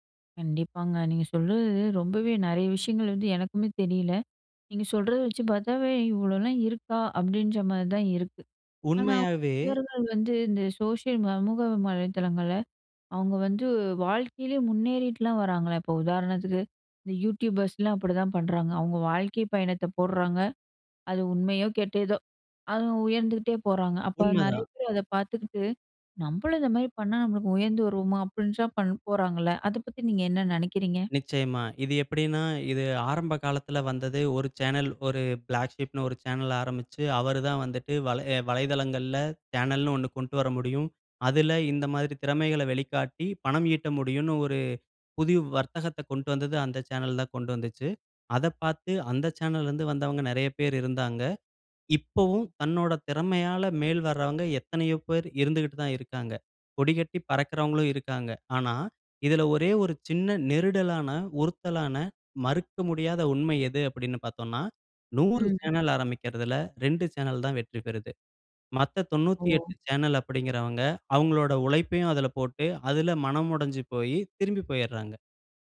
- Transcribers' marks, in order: other background noise
- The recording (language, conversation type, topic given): Tamil, podcast, சமூக ஊடகங்களில் வரும் தகவல் உண்மையா பொய்யா என்பதை நீங்கள் எப்படிச் சரிபார்ப்பீர்கள்?